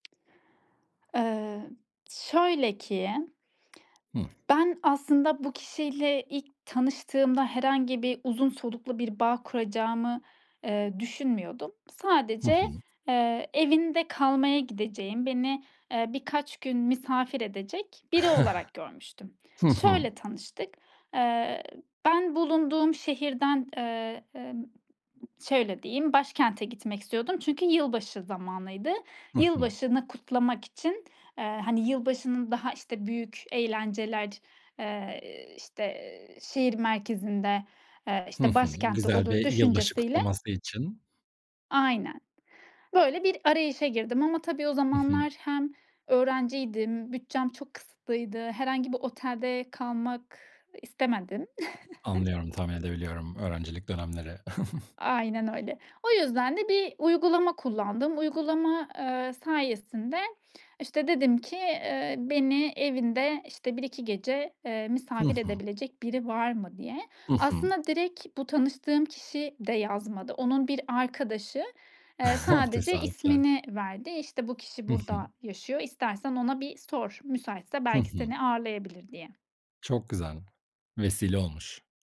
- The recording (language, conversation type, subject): Turkish, podcast, Hayatında tesadüfen tanışıp bağlandığın biri oldu mu?
- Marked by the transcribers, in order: tapping; other background noise; chuckle; chuckle; chuckle; "direkt" said as "direk"; chuckle